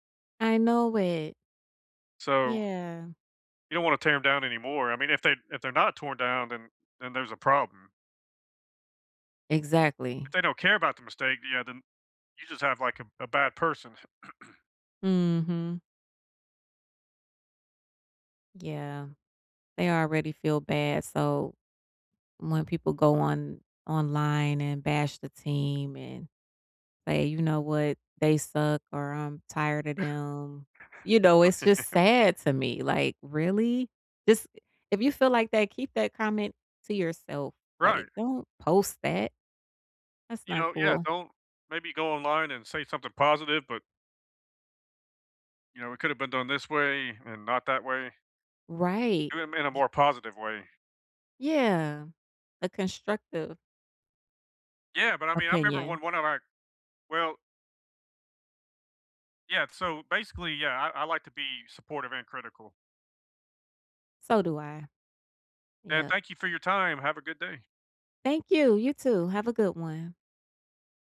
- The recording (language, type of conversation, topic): English, unstructured, How do you balance being a supportive fan and a critical observer when your team is struggling?
- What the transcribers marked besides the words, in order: throat clearing; tapping; other background noise; chuckle